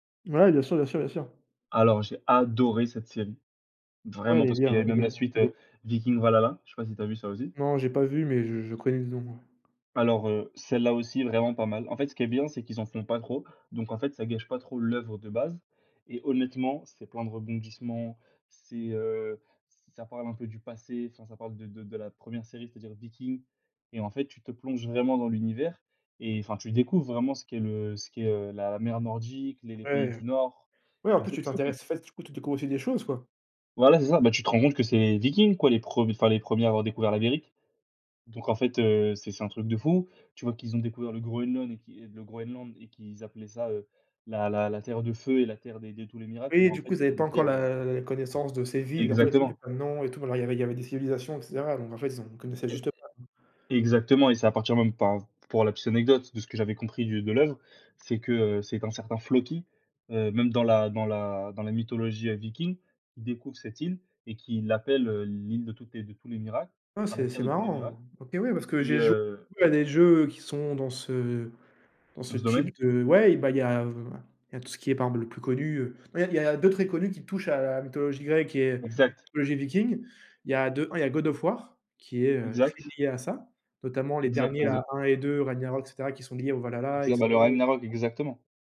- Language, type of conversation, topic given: French, unstructured, Quelle série télévisée recommanderais-tu à un ami ?
- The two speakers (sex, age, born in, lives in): male, 20-24, France, France; male, 20-24, France, France
- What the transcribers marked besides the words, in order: stressed: "adoré"; other background noise; tapping